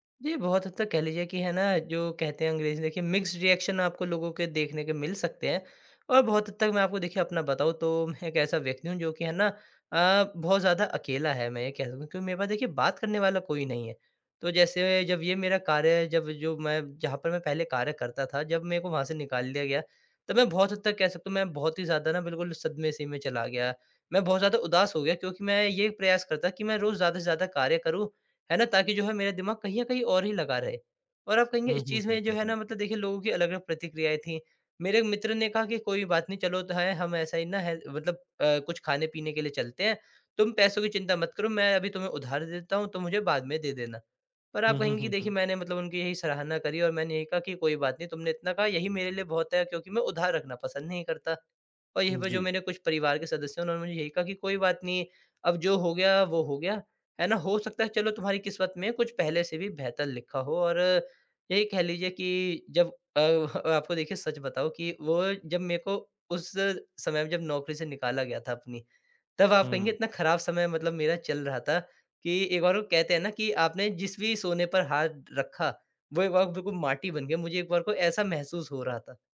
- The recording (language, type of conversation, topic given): Hindi, podcast, असफलता के बाद आपने खुद पर भरोसा दोबारा कैसे पाया?
- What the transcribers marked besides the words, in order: in English: "मिक्स्ड रिएक्शन"